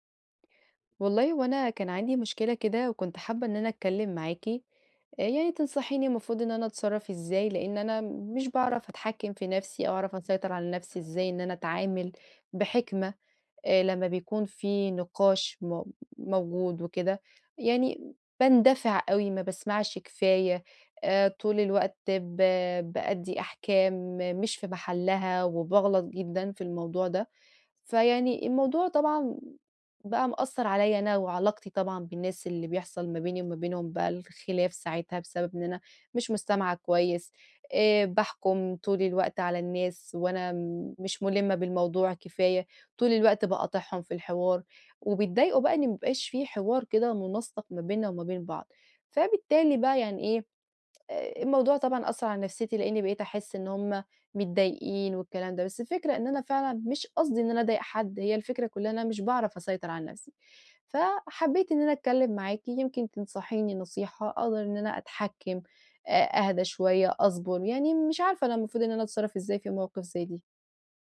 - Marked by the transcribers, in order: none
- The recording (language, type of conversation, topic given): Arabic, advice, إزاي أشارك بفعالية في نقاش مجموعة من غير ما أقاطع حد؟